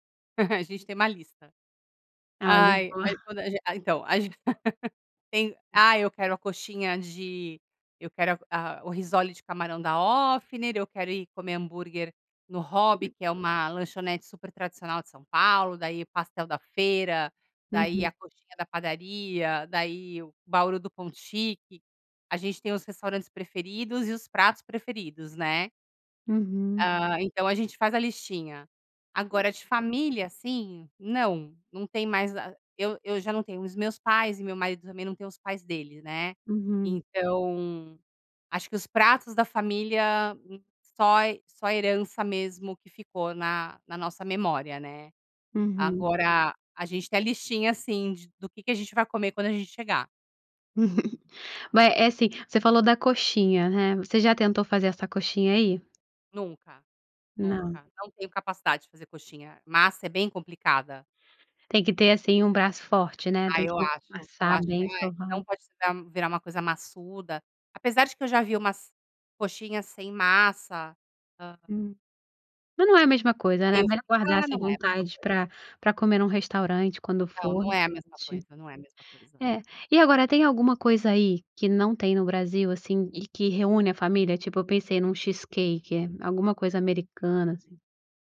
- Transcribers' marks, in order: chuckle; laugh; other background noise; giggle; unintelligible speech
- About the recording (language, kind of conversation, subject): Portuguese, podcast, Qual é uma comida tradicional que reúne a sua família?